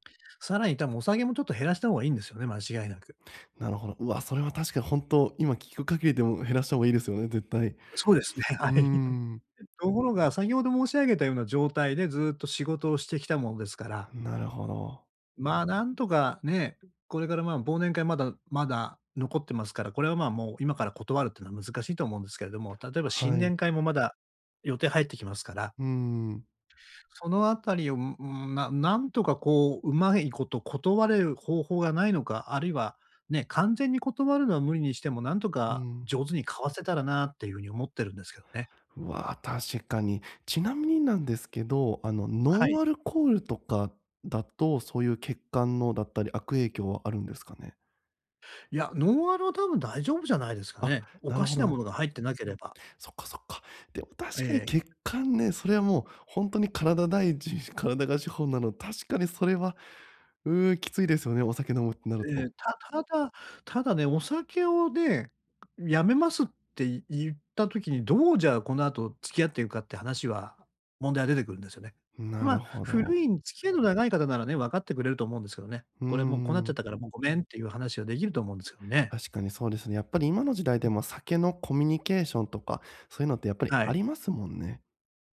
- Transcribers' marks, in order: laughing while speaking: "はい"
- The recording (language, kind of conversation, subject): Japanese, advice, 断りづらい誘いを上手にかわすにはどうすればいいですか？